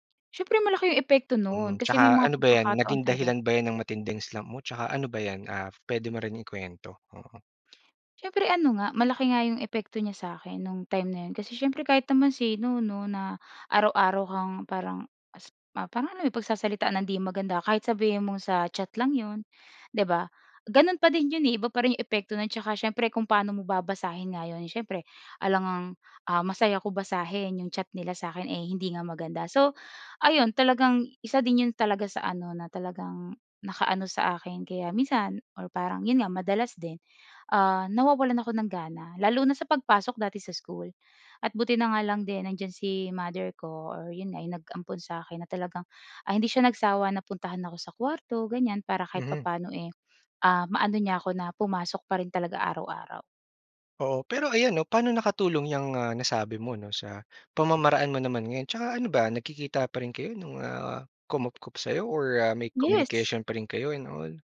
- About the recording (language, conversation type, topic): Filipino, podcast, Ano ang ginagawa mo kapag nawawala ang motibasyon mo?
- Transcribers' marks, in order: in English: "slump"